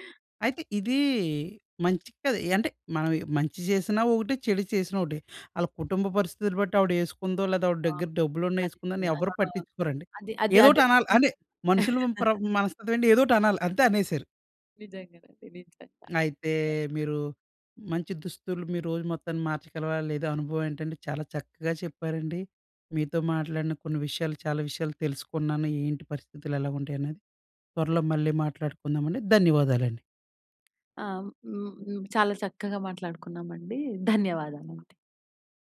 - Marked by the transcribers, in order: chuckle; other noise
- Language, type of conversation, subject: Telugu, podcast, ఒక చక్కని దుస్తులు వేసుకున్నప్పుడు మీ రోజు మొత్తం మారిపోయిన అనుభవం మీకు ఎప్పుడైనా ఉందా?
- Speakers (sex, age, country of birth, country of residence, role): female, 20-24, India, India, guest; male, 30-34, India, India, host